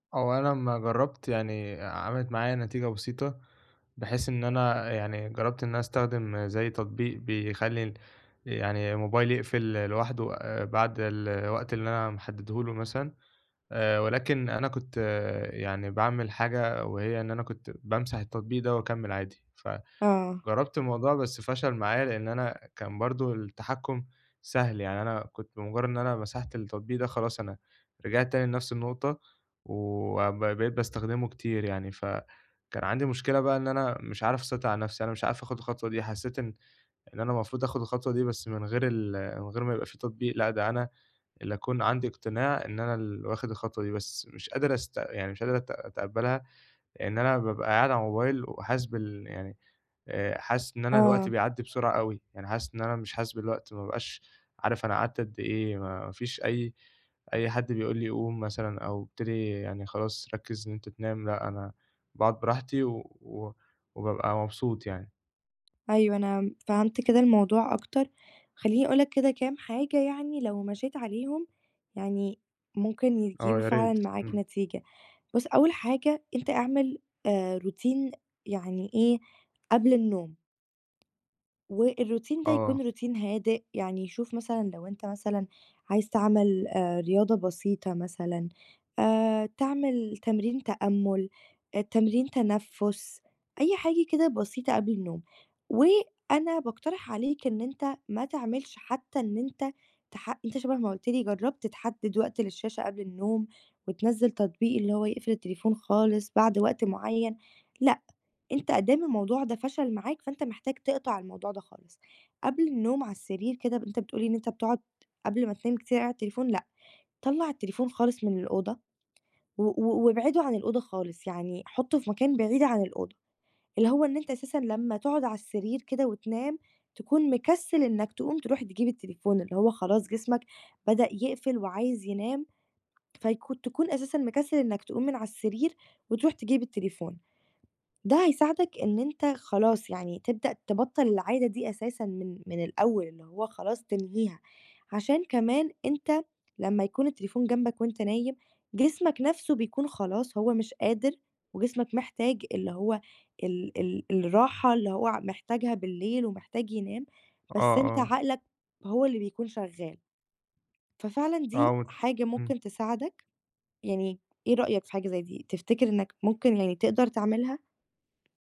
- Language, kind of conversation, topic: Arabic, advice, ازاي أقلل استخدام الموبايل قبل النوم عشان نومي يبقى أحسن؟
- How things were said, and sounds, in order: background speech; tapping; in English: "routine"; in English: "والroutine"; in English: "routine"